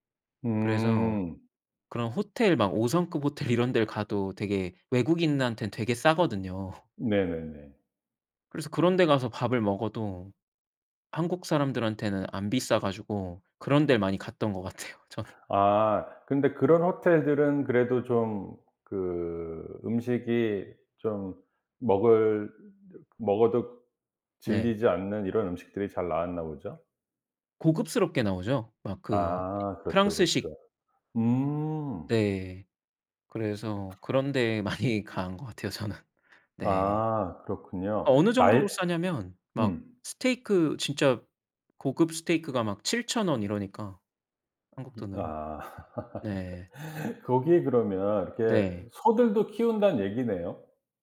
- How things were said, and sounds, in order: laugh; laughing while speaking: "갔던 것 같아요 저는"; other background noise; laughing while speaking: "간 것 같아요 저는"; laugh
- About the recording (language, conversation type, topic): Korean, podcast, 가장 기억에 남는 여행 경험을 이야기해 주실 수 있나요?